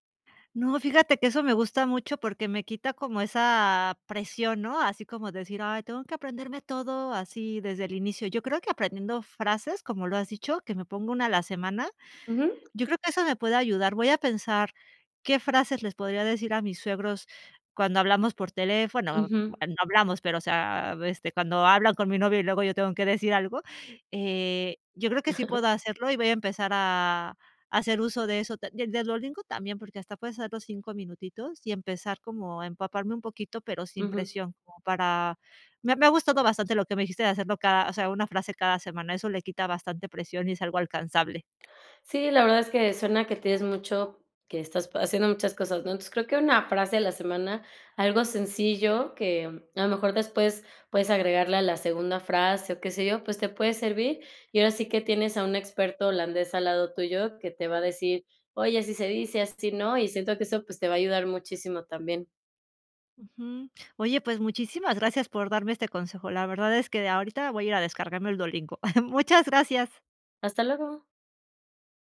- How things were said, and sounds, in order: unintelligible speech; chuckle; other background noise; tapping; chuckle
- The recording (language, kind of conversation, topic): Spanish, advice, ¿Cómo puede la barrera del idioma dificultar mi comunicación y la generación de confianza?